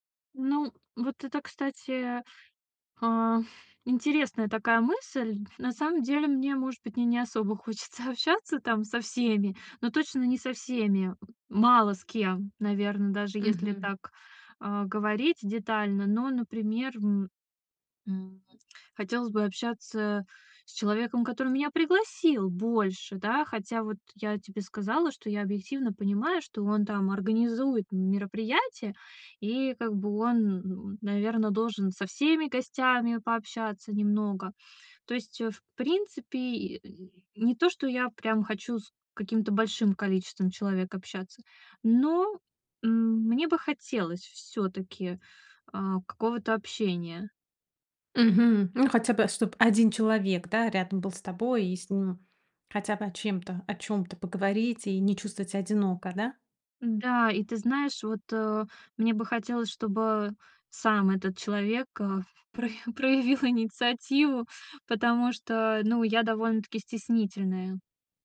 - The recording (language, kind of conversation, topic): Russian, advice, Почему я чувствую себя одиноко на вечеринках и праздниках?
- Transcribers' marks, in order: tapping; laugh; laughing while speaking: "про проявил"